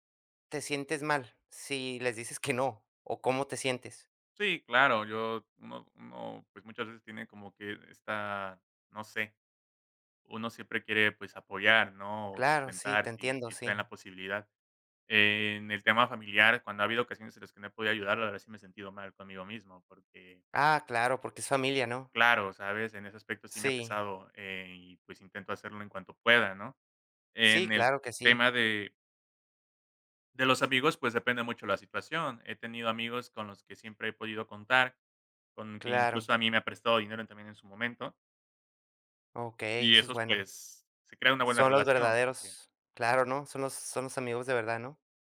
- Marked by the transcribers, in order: unintelligible speech
- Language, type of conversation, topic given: Spanish, podcast, ¿Cómo equilibrar el apoyo económico con tus límites personales?